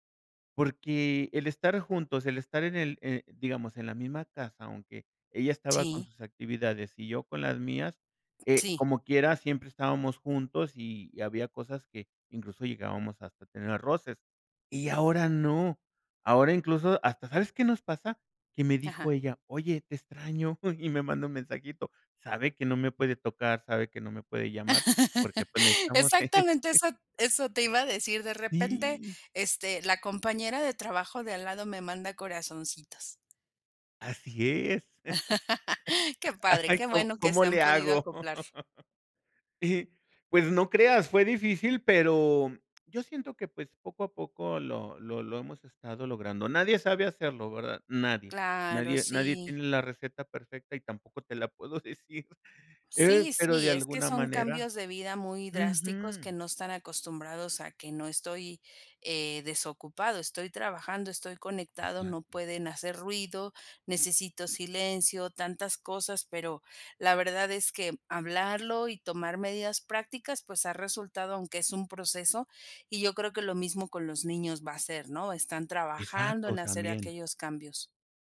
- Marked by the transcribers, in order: chuckle; laugh; chuckle; laugh; laughing while speaking: "Ay"; laugh; laughing while speaking: "puedo decir"
- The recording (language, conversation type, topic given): Spanish, podcast, ¿Cómo equilibras el trabajo y la vida familiar sin volverte loco?